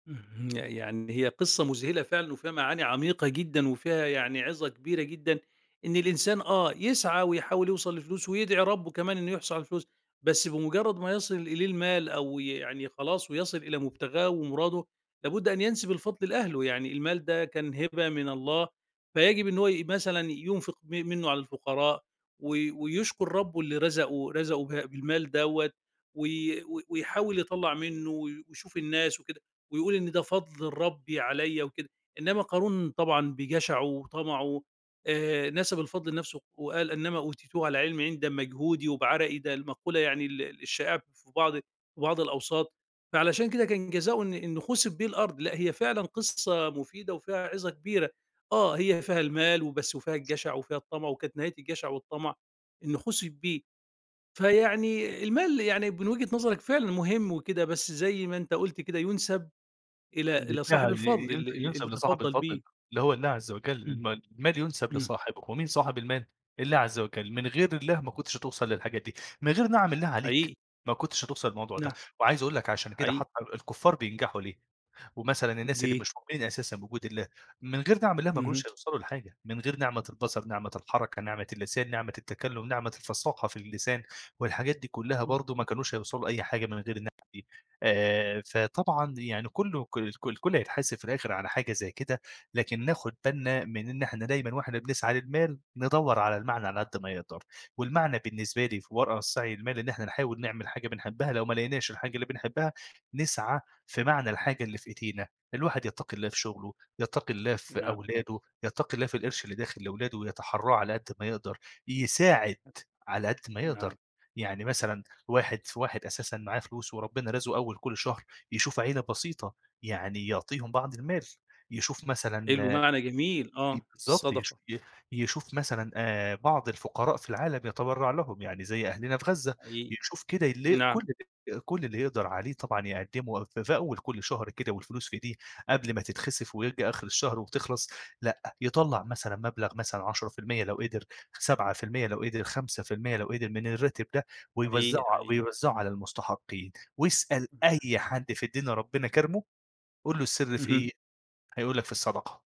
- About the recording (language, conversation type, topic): Arabic, podcast, إزاي بتختار بين إنك تجري ورا الفلوس وإنك تجري ورا المعنى؟
- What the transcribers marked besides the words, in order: other background noise; unintelligible speech; tapping; unintelligible speech